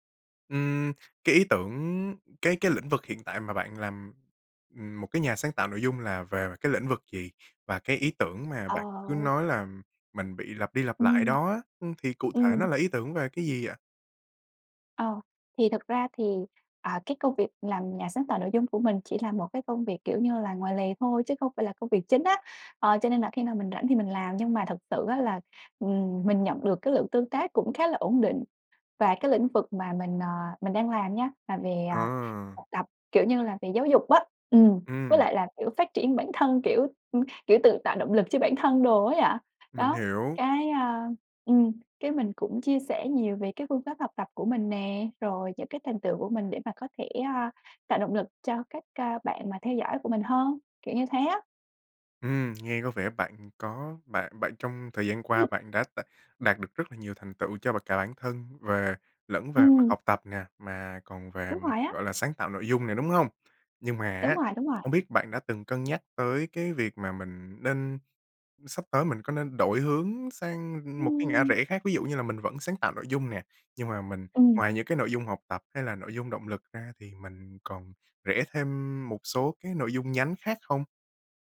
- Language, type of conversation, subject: Vietnamese, advice, Cảm thấy bị lặp lại ý tưởng, muốn đổi hướng nhưng bế tắc
- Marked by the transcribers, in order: tapping; unintelligible speech